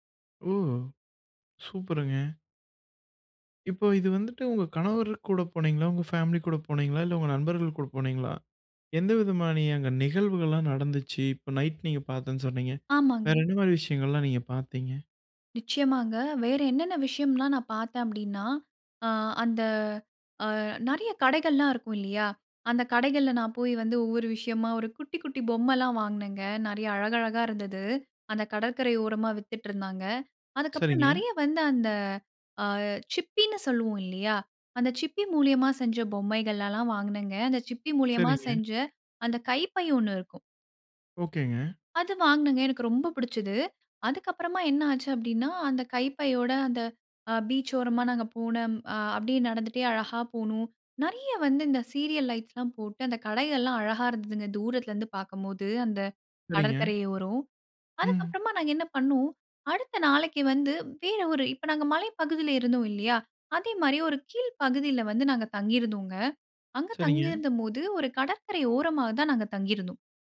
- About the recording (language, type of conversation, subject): Tamil, podcast, உங்களின் கடற்கரை நினைவொன்றை பகிர முடியுமா?
- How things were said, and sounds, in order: joyful: "ஓ! சூப்பருங்க!"; "விதமான" said as "விதமானி"; anticipating: "வேற என்ன மாரி விஷயங்கள்லாம் நீங்க பார்த்தீங்க?"; joyful: "ஒரு குட்டி, குட்டி பொம்மல்லாம் வாங்குனேங்க. நெறைய அழகழகா இருந்தது"; surprised: "அந்த அ சிப்பின்னு சொல்லுவோம், இல்லியா! … கைப்பை ஒண்ணு இருக்கும்"; joyful: "அது வாங்குனேங்க. எனக்கு ரொம்ப பிடிச்சுது"; joyful: "நிறைய வந்து இந்த சீரியல் லைட்ஸ்லாம் … அந்த கடற்கரை ஓரம்"